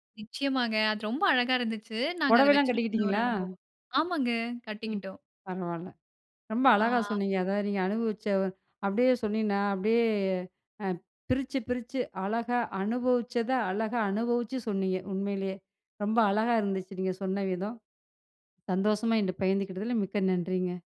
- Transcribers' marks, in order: joyful: "நிச்சயமாங்க. அது ரொம்ப அழகா இருந்துச்சு … அனுபவம். ஆமாங்க கட்டிக்கிட்டோம்"; other background noise
- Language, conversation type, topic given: Tamil, podcast, நீங்கள் கலந்து கொண்ட ஒரு திருவிழாவை விவரிக்க முடியுமா?